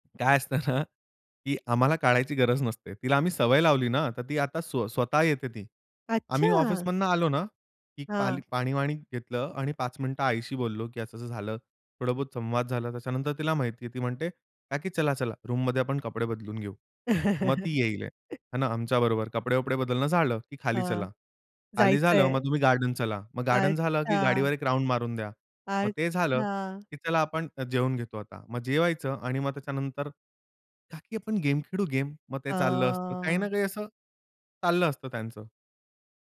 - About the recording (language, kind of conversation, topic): Marathi, podcast, मुलांच्या पडद्यावरच्या वेळेचं नियमन तुम्ही कसं कराल?
- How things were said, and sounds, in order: other noise; chuckle; anticipating: "अच्छा!"; in English: "रूममध्ये"; chuckle; tapping; other background noise; drawn out: "हां"